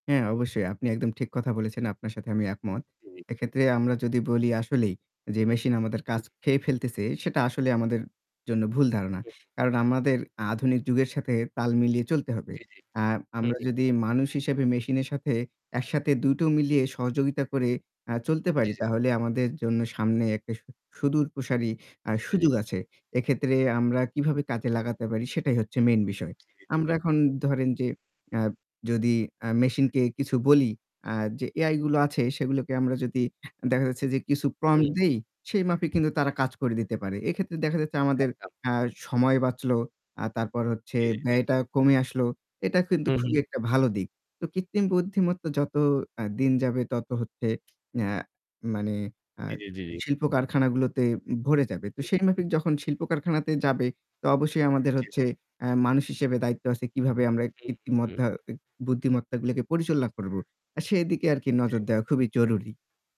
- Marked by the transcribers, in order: static; distorted speech; other background noise; unintelligible speech
- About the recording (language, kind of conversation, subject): Bengali, unstructured, কৃত্রিম বুদ্ধিমত্তা কি মানুষের চাকরিকে হুমকির মুখে ফেলে?